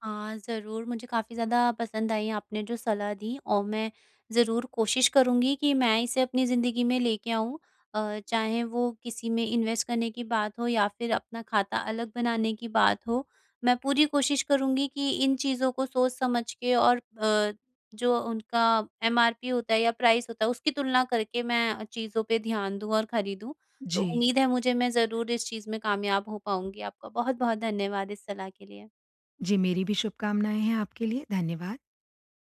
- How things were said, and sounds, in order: in English: "इन्वेस्ट"; in English: "प्राइस"
- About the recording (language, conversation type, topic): Hindi, advice, आर्थिक अनिश्चितता में अनपेक्षित पैसों के झटकों से कैसे निपटूँ?